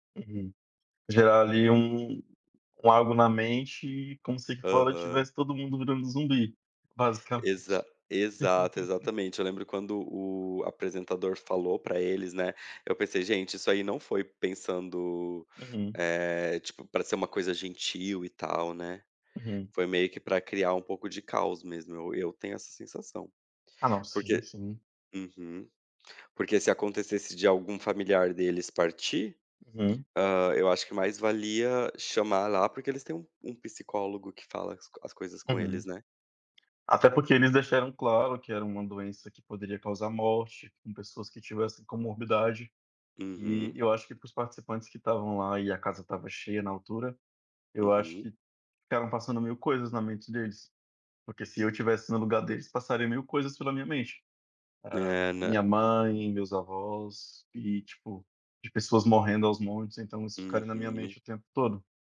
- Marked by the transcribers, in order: other background noise; laugh; tapping
- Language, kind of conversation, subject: Portuguese, unstructured, Você acha que os reality shows exploram o sofrimento alheio?